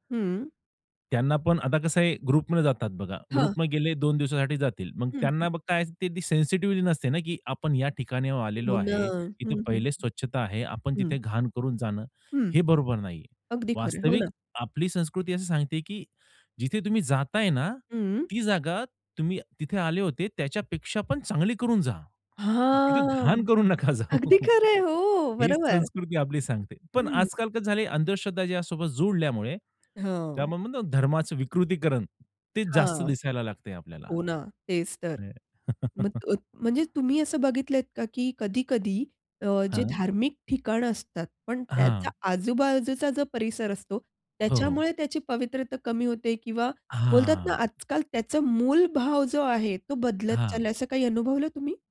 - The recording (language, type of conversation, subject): Marathi, podcast, एका धार्मिक किंवा आध्यात्मिक ठिकाणाचं तुमच्यासाठी काय महत्त्व आहे?
- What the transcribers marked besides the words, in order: in English: "ग्रुपमध्ये"; tapping; in English: "ग्रुपमध्ये"; in English: "सेन्सिटिव्हिटी"; other background noise; joyful: "अगदी खरं आहे"; laughing while speaking: "नका जाऊ"; chuckle; chuckle